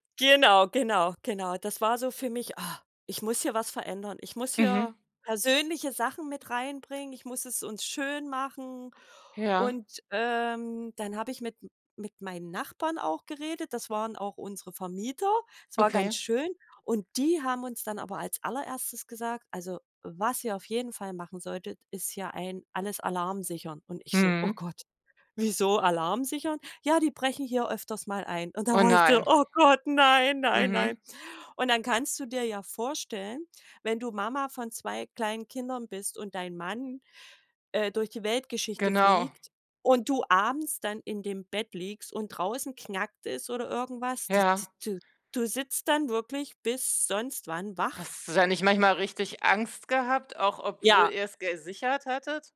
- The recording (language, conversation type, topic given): German, podcast, Wie hat dich ein Umzug persönlich verändert?
- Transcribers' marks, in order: none